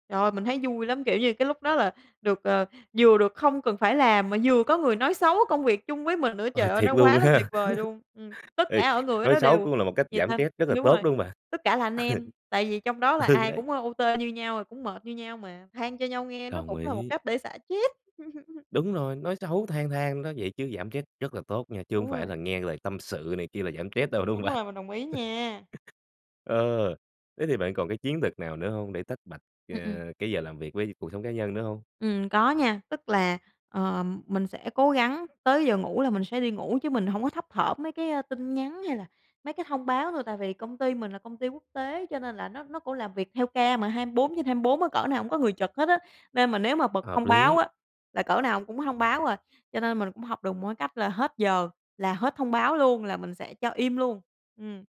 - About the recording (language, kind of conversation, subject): Vietnamese, podcast, Làm sao để cân bằng giữa công việc và cuộc sống khi bạn luôn phải online?
- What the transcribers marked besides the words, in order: tapping; laughing while speaking: "luôn ha!"; chuckle; "stress" said as "trét"; unintelligible speech; chuckle; laughing while speaking: "Ừ, đấy"; other background noise; "stress" said as "trét"; chuckle; "stress" said as "trét"; "stress" said as "trét"; laugh